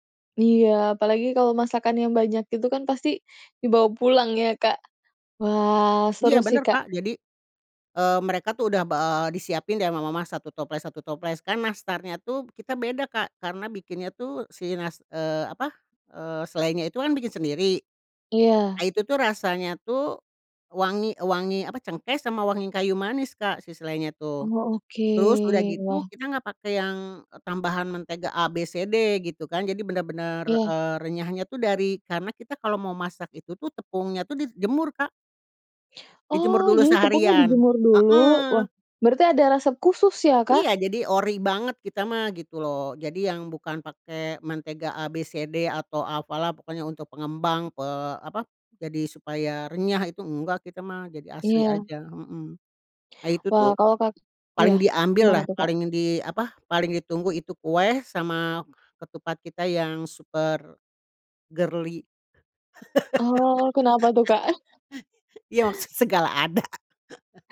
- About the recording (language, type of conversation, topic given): Indonesian, podcast, Ceritakan hidangan apa yang selalu ada di perayaan keluargamu?
- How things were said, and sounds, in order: other background noise; tapping; in English: "super girly"; laugh; laughing while speaking: "iya maksud segala ada"